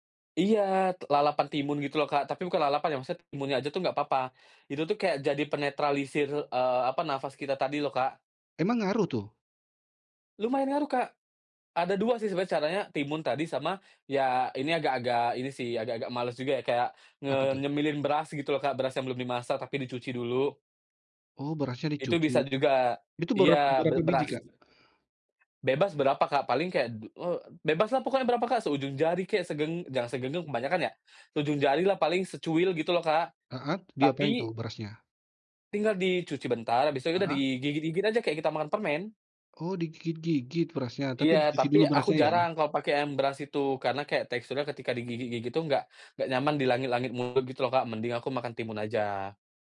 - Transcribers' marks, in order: tapping
- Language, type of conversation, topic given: Indonesian, podcast, Aroma masakan apa yang langsung membuat kamu teringat rumah?